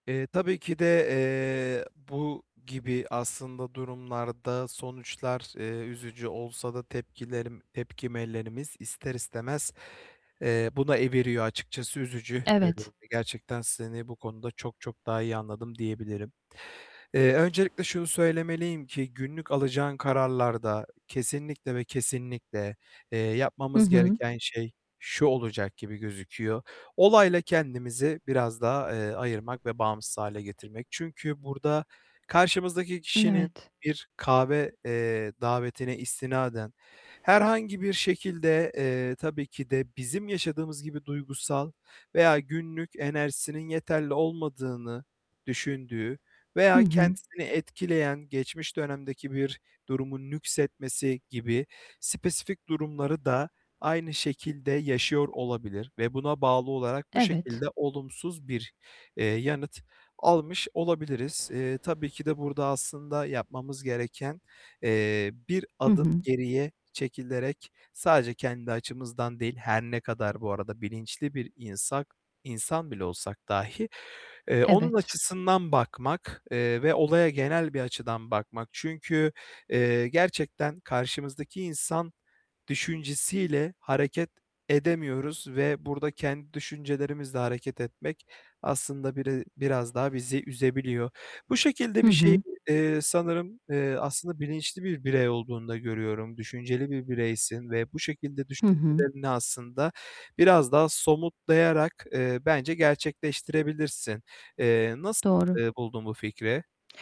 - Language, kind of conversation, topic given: Turkish, advice, Reddedilmeyi kişisel bir başarısızlık olarak görmeyi bırakmak için nereden başlayabilirim?
- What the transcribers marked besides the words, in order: other background noise; "tepkilerimiz" said as "tepkimelerimiz"; distorted speech; static; tapping; "insan-" said as "insak"